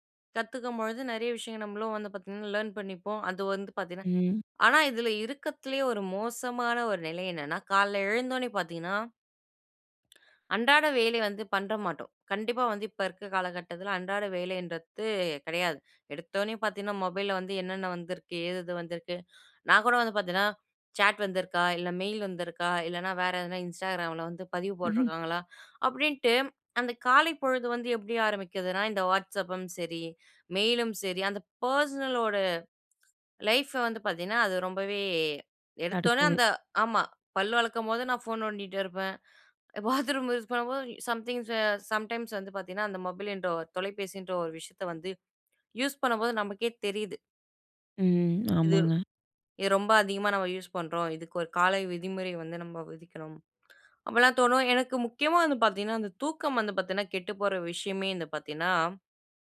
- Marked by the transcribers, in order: in English: "லேர்ன்"; "காலைல" said as "கால்ல"; other noise; "பண்ண" said as "பண்ற"; in English: "சேட்"; in English: "மெயில்"; in English: "மெயிலும்"; in English: "பர்ஸ்னலோட, லைஃப்ப"; laughing while speaking: "பாத்ரூம் யூஸ் பண்ணும்போதும்"; in English: "யூஸ்"; in English: "சம்திங்ஸ், சம்டைம்ஸ்"; in English: "யூஸ்"; in English: "யூஸ்"
- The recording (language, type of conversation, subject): Tamil, podcast, பணியும் தனிப்பட்ட வாழ்க்கையும் டிஜிட்டல் வழியாக கலந்துபோகும்போது, நீங்கள் எல்லைகளை எப்படி அமைக்கிறீர்கள்?